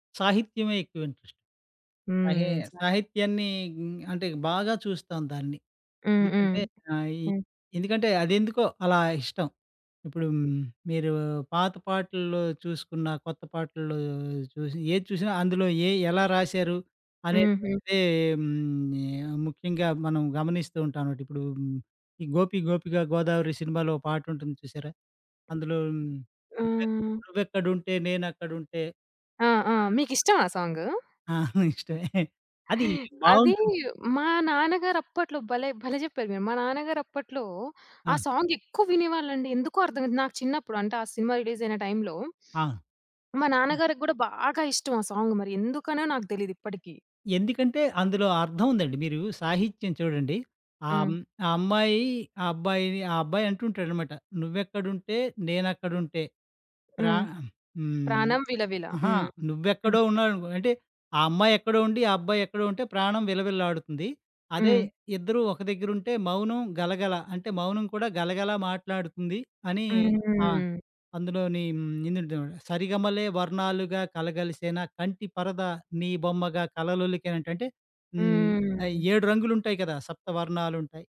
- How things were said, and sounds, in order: in English: "ఇంట్రెస్ట్"; tapping; other background noise; laughing while speaking: "ఆ! ఇష్టమే"; in English: "సాంగ్"; stressed: "ఎక్కువ"; sniff; stressed: "బాగా"; in English: "సాంగ్"; unintelligible speech
- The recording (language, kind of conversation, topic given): Telugu, podcast, ప్రత్యక్ష సంగీత కార్యక్రమానికి ఎందుకు వెళ్తారు?